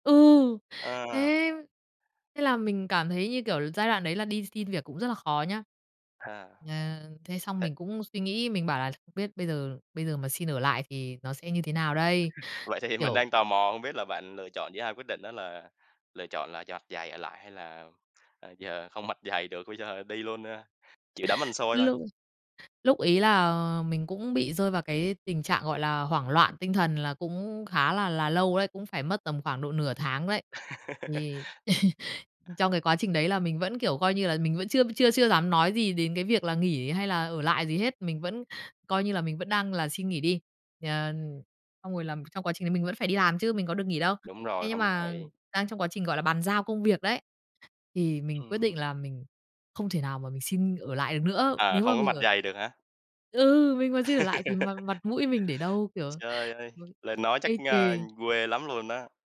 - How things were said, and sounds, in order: chuckle; laughing while speaking: "thì"; laughing while speaking: "dày"; chuckle; laugh; laugh; other background noise
- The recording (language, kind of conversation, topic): Vietnamese, podcast, Bạn đã vượt qua và hồi phục như thế nào sau một thất bại lớn?